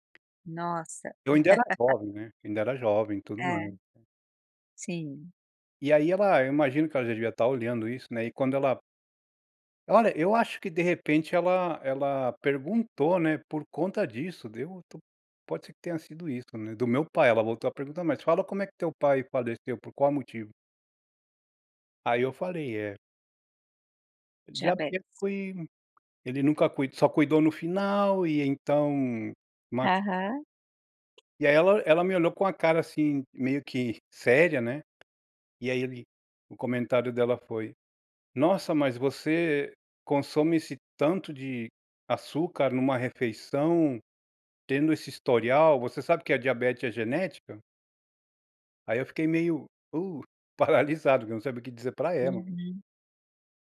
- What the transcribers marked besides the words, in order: laugh; tapping
- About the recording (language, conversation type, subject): Portuguese, podcast, Qual pequena mudança teve grande impacto na sua saúde?